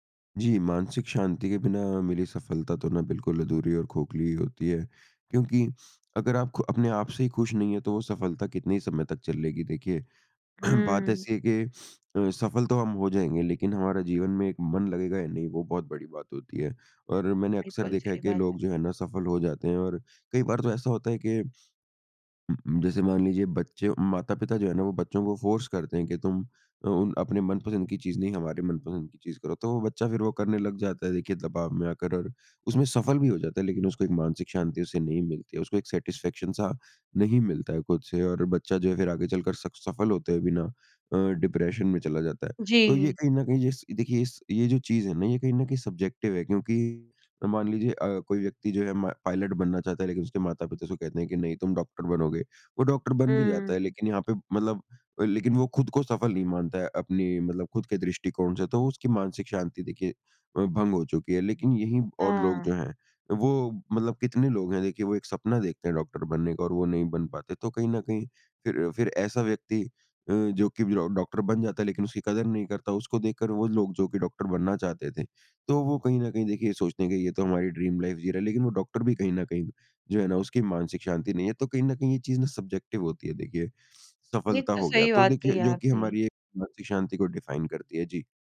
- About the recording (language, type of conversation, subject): Hindi, podcast, क्या मानसिक शांति सफलता का एक अहम हिस्सा है?
- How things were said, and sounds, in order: throat clearing; sniff; in English: "फ़ोर्स"; in English: "सैटिस्फैक्शन"; in English: "डिप्रेशन"; in English: "सब्ज़ेक्टिव"; in English: "ड्रीम लाइफ़"; in English: "सब्ज़ेक्टिव"; in English: "डिफ़ाइन"